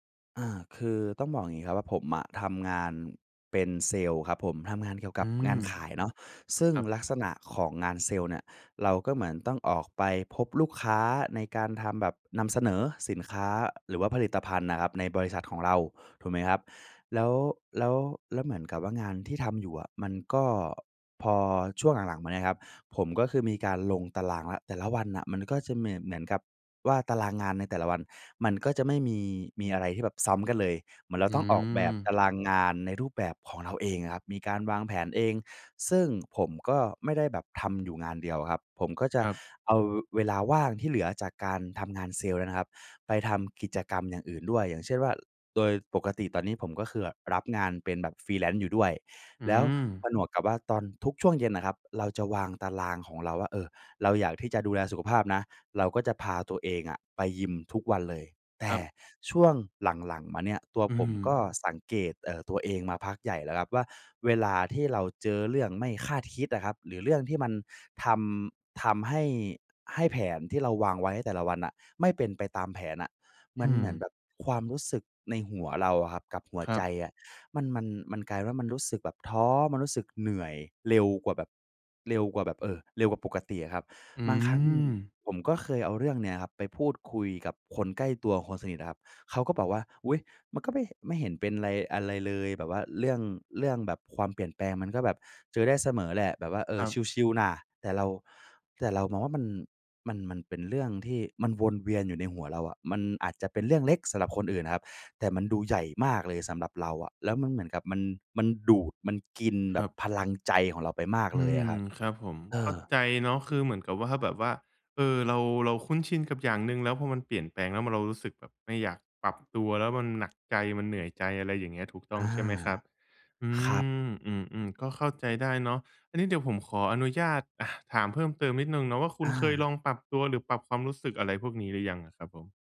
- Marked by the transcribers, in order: in English: "Freelance"; laughing while speaking: "ว่า"
- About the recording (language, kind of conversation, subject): Thai, advice, ฉันจะสร้างความยืดหยุ่นทางจิตใจได้อย่างไรเมื่อเจอการเปลี่ยนแปลงและความไม่แน่นอนในงานและชีวิตประจำวันบ่อยๆ?